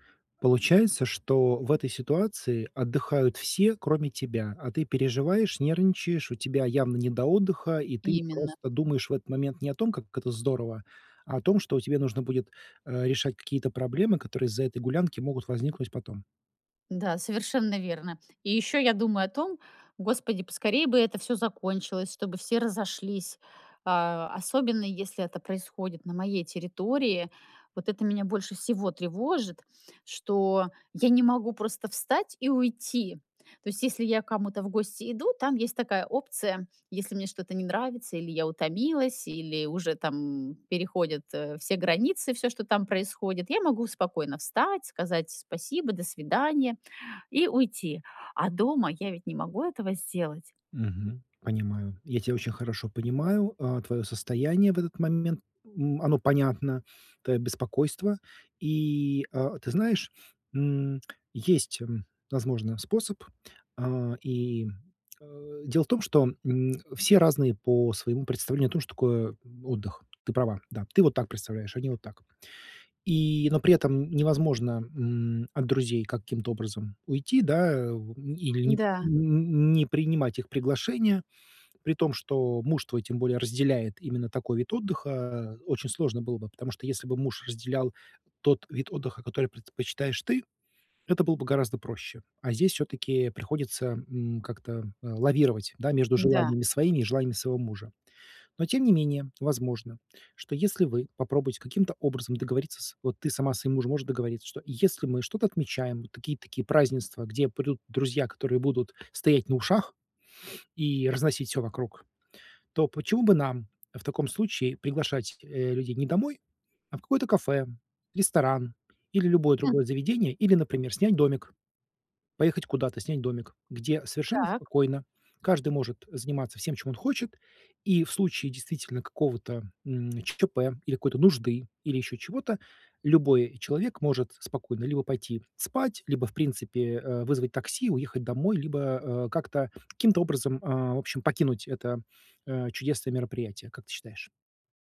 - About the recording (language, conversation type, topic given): Russian, advice, Как справиться со стрессом и тревогой на праздниках с друзьями?
- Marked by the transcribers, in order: other background noise